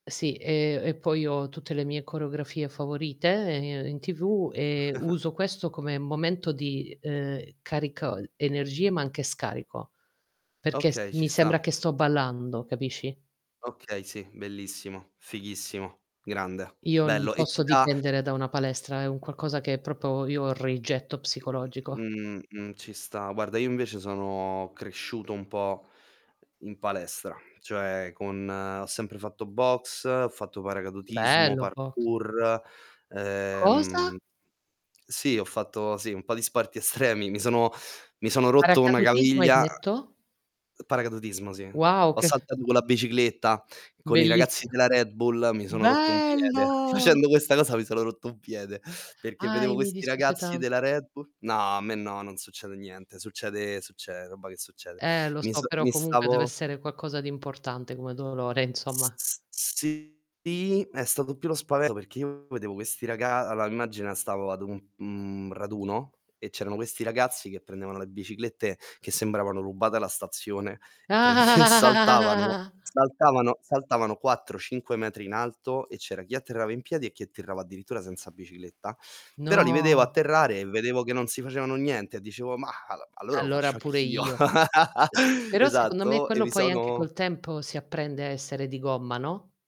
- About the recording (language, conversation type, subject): Italian, unstructured, Quanto è importante fare esercizio fisico regolarmente?
- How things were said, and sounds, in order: static; chuckle; tapping; "proprio" said as "propo"; distorted speech; drawn out: "Ehm"; surprised: "Cosa?"; laughing while speaking: "estremi"; "caviglia" said as "gaviglia"; "Bellissimo" said as "bellissio"; laughing while speaking: "Facendo"; surprised: "Bello!"; "qualcosa" said as "quaccosa"; "spavento" said as "spaveto"; laughing while speaking: "prend"; chuckle; drawn out: "No"; laugh